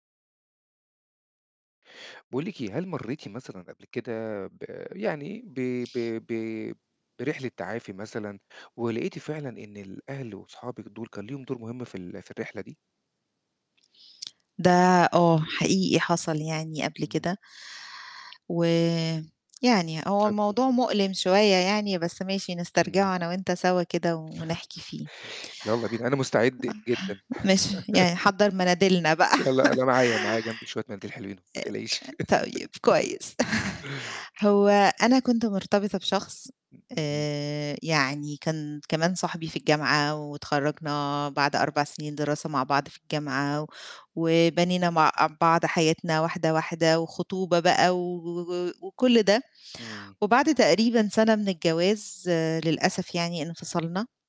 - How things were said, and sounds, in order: distorted speech; unintelligible speech; laugh; chuckle; laugh
- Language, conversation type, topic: Arabic, podcast, إيه دور أهلك وأصحابك في رحلة تعافيك؟